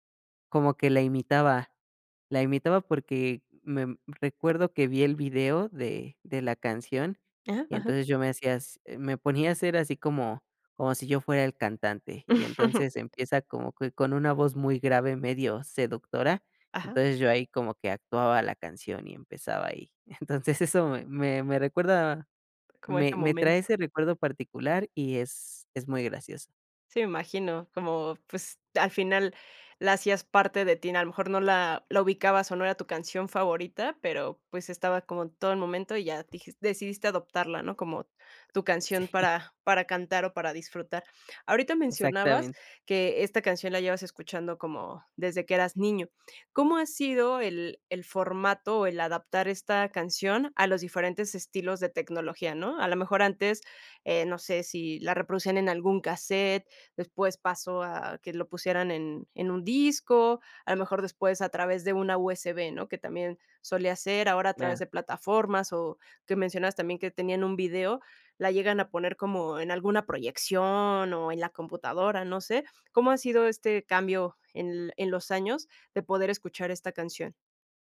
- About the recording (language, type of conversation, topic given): Spanish, podcast, ¿Qué canción siempre suena en reuniones familiares?
- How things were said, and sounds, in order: chuckle; other background noise; laughing while speaking: "entonces"; laughing while speaking: "Sí"